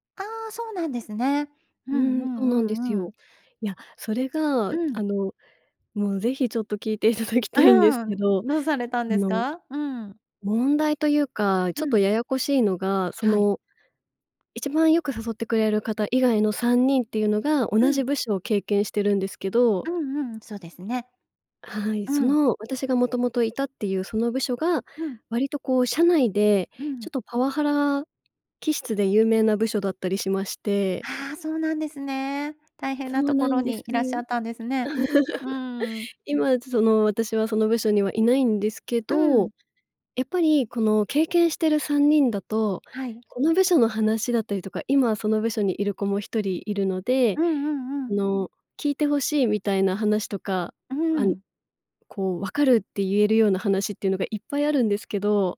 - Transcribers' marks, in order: laughing while speaking: "聞いていただきたいんですけど"; laugh
- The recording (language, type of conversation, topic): Japanese, advice, 友人の付き合いで断れない飲み会の誘いを上手に断るにはどうすればよいですか？